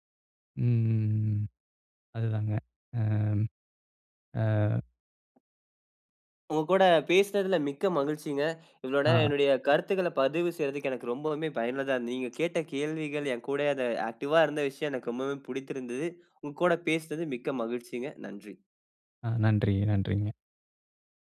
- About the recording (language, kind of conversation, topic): Tamil, podcast, அதிக விருப்பங்கள் ஒரே நேரத்தில் வந்தால், நீங்கள் எப்படி முடிவு செய்து தேர்வு செய்கிறீர்கள்?
- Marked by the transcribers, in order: other noise; other background noise; in English: "ஆக்டிவா"